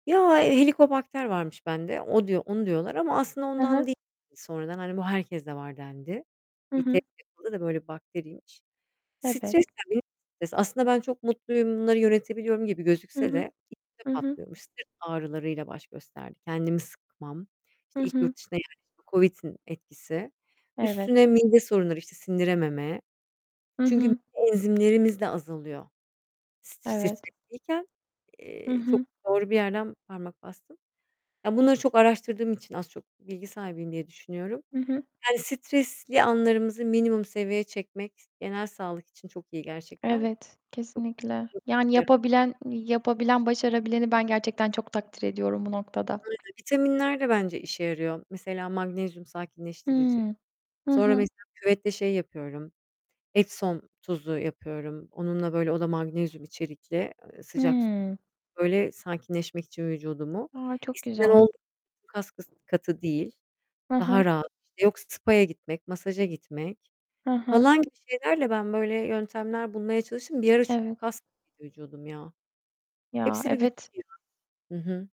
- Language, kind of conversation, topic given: Turkish, unstructured, Günlük stresle başa çıkmak için ne yaparsın?
- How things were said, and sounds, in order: other background noise; tapping; unintelligible speech; unintelligible speech